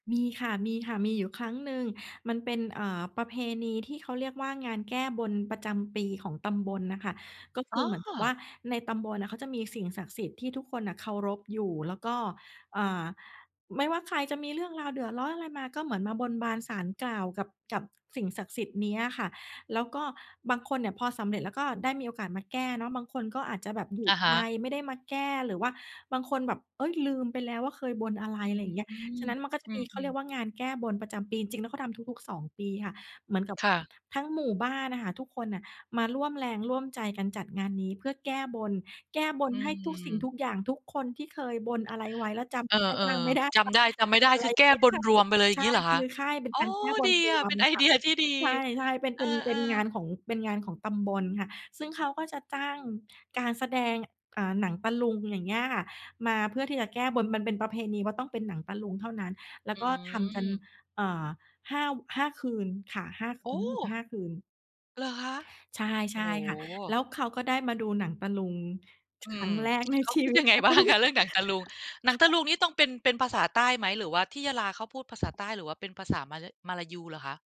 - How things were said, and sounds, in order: laughing while speaking: "ไอเดีย"; other background noise; laughing while speaking: "ยังไงบ้าง"; laughing while speaking: "เขา"; background speech
- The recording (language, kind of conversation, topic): Thai, podcast, คุณสอนลูกหรือคนรอบข้างให้รู้จักรากเหง้าของตัวเองอย่างไร?